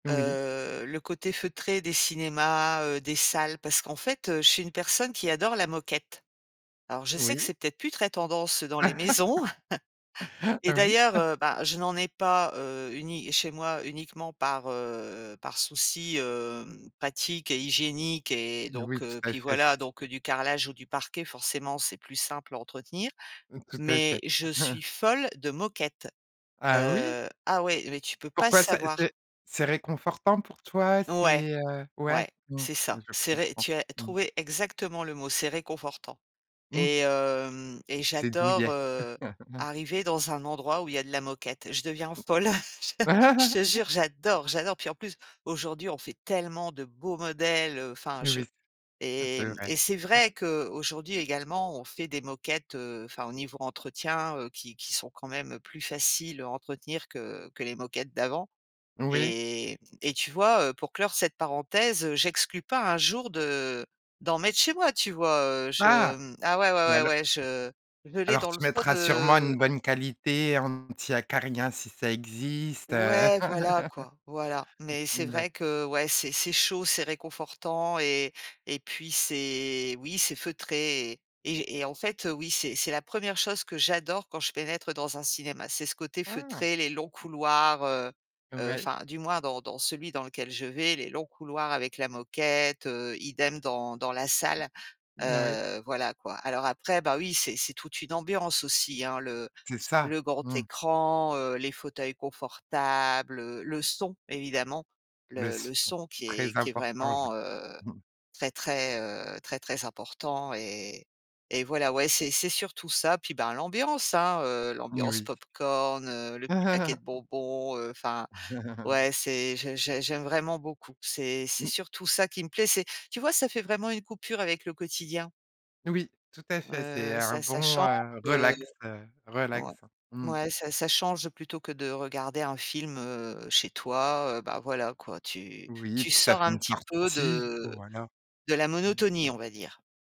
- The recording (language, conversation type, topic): French, podcast, Quelle place le cinéma en salle a-t-il dans ta vie aujourd’hui ?
- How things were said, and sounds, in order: laugh; chuckle; chuckle; stressed: "pas"; chuckle; laughing while speaking: "je"; stressed: "j'adore"; laugh; laugh; stressed: "j'adore"; other background noise; stressed: "confortables"; chuckle; laugh; chuckle